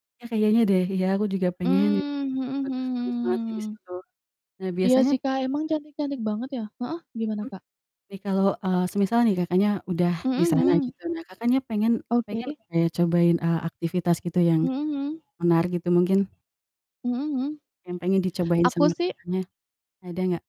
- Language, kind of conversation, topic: Indonesian, unstructured, Tempat impian apa yang ingin kamu kunjungi suatu hari nanti?
- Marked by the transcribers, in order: distorted speech; other background noise